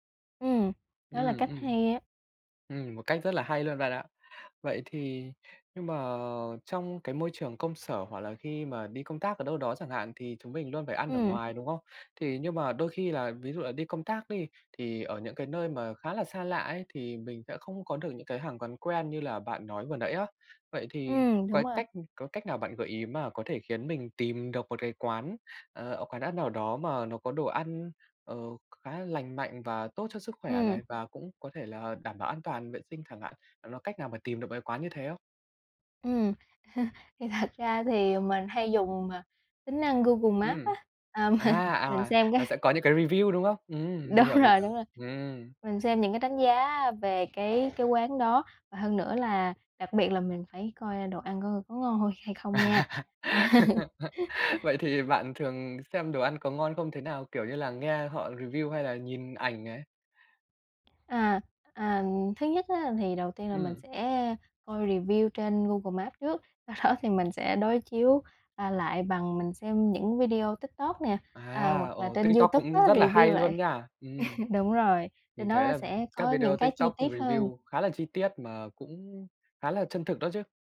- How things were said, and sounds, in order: laugh; laughing while speaking: "thì thật ra thì"; laughing while speaking: "À, m"; tapping; in English: "review"; laughing while speaking: "đúng rồi"; other background noise; laughing while speaking: "À. Vậy thì bạn"; laugh; in English: "review"; in English: "review"; laughing while speaking: "sau đó"; in English: "review"; laugh; in English: "review"
- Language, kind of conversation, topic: Vietnamese, podcast, Làm sao để cân bằng chế độ ăn uống khi bạn bận rộn?